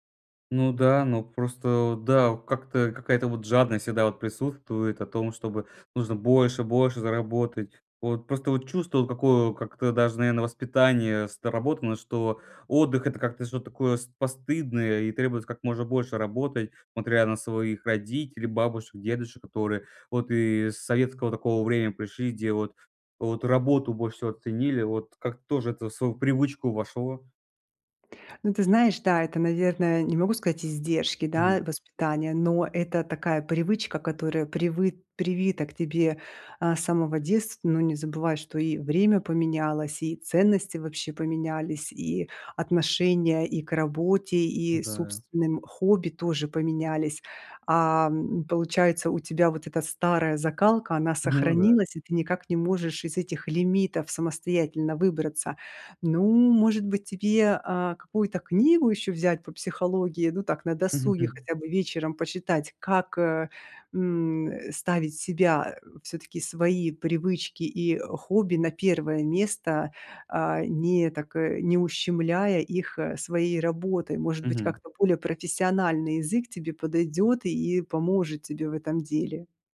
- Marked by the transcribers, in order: tapping
- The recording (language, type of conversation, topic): Russian, advice, Как найти баланс между работой и личными увлечениями, если из-за работы не хватает времени на хобби?